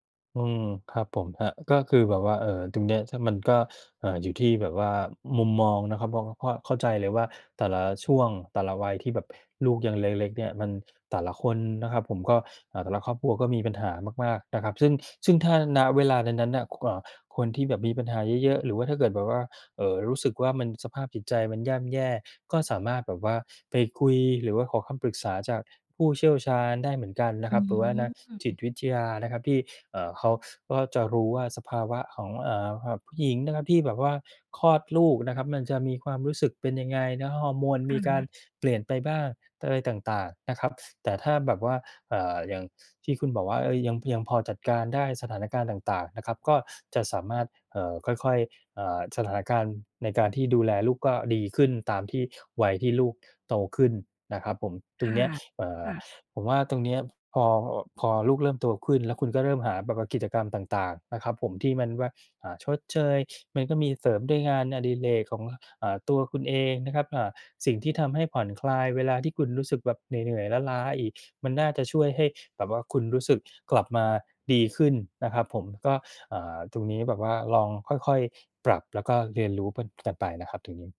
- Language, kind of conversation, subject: Thai, advice, คุณรู้สึกเหมือนสูญเสียความเป็นตัวเองหลังมีลูกหรือแต่งงานไหม?
- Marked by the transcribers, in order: other noise